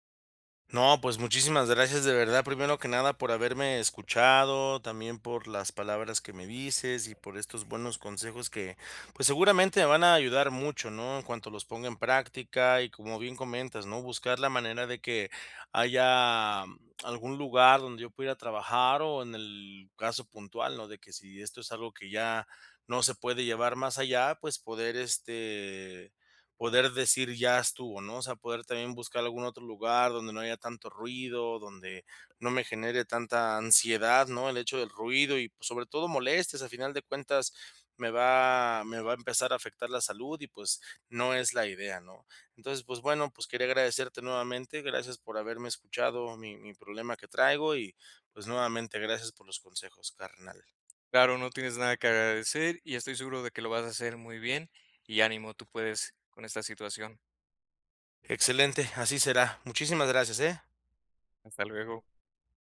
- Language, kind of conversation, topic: Spanish, advice, ¿Por qué no puedo relajarme cuando estoy en casa?
- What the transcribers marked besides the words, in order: other background noise; tapping